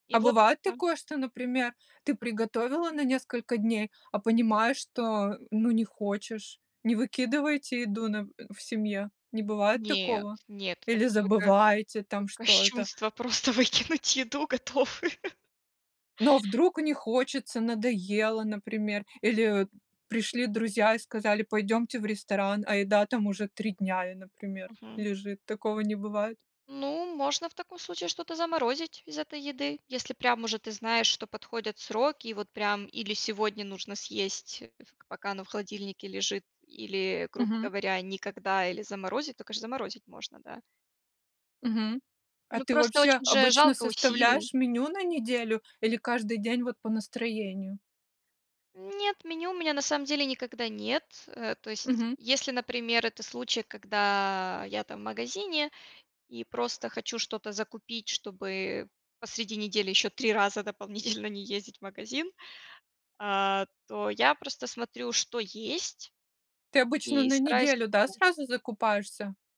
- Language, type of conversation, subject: Russian, podcast, Какие у тебя есть лайфхаки для быстрой готовки?
- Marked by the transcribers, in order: laughing while speaking: "выкинуть еду готовую"; laugh; tapping; laughing while speaking: "дополнительно"; other background noise